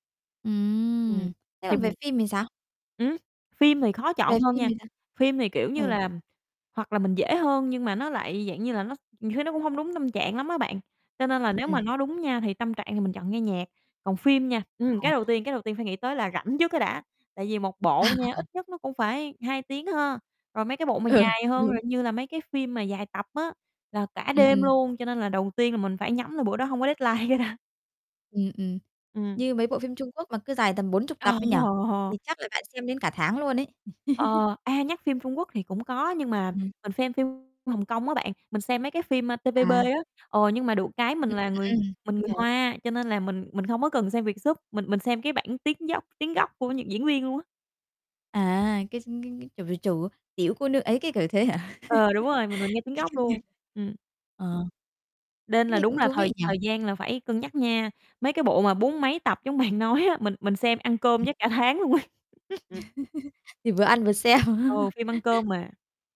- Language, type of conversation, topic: Vietnamese, podcast, Bạn thường dựa vào những yếu tố nào để chọn phim hoặc nhạc?
- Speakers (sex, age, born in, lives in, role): female, 25-29, Vietnam, Vietnam, guest; female, 30-34, Vietnam, Vietnam, host
- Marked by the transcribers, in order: distorted speech; other background noise; tapping; laugh; laughing while speaking: "Ừ"; in English: "deadline"; laughing while speaking: "cái đã"; laughing while speaking: "Ờ"; laugh; in English: "Vietsub"; static; laugh; unintelligible speech; "Nên" said as "đên"; laughing while speaking: "bạn"; laughing while speaking: "ấy"; chuckle; laughing while speaking: "xem"; laugh